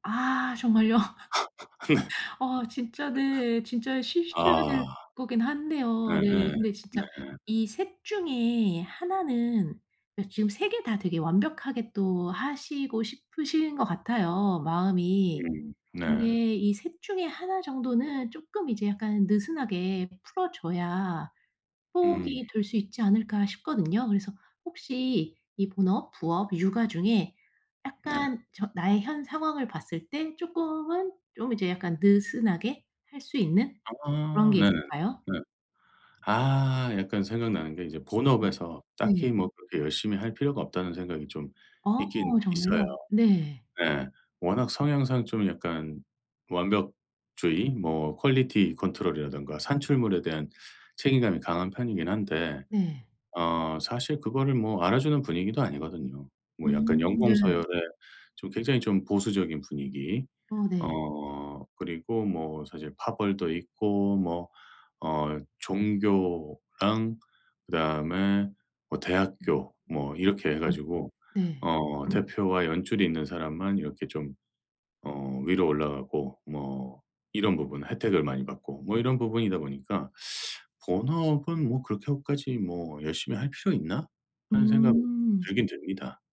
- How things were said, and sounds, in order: laugh; laughing while speaking: "네"; other background noise; laugh; tapping; in English: "퀄리티 컨트롤"; teeth sucking
- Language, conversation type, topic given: Korean, advice, 번아웃을 예방하고 동기를 다시 회복하려면 어떻게 해야 하나요?